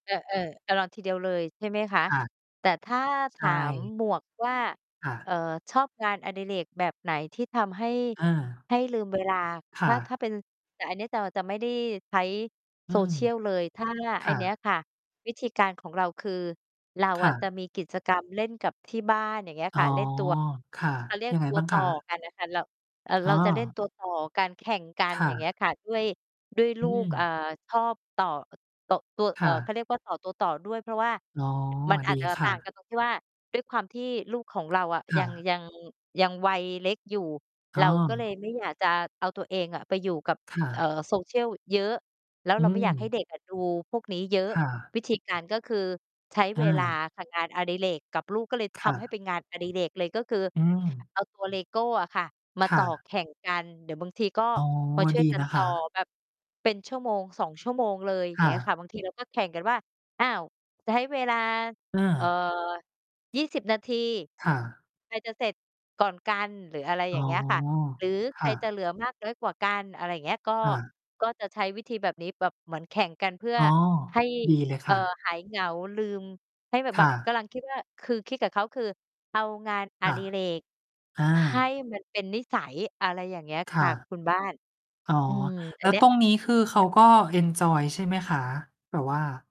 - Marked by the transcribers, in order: other background noise; distorted speech; mechanical hum; tapping
- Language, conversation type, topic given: Thai, unstructured, คุณชอบทำงานอดิเรกแบบไหนที่ทำให้ลืมเวลา?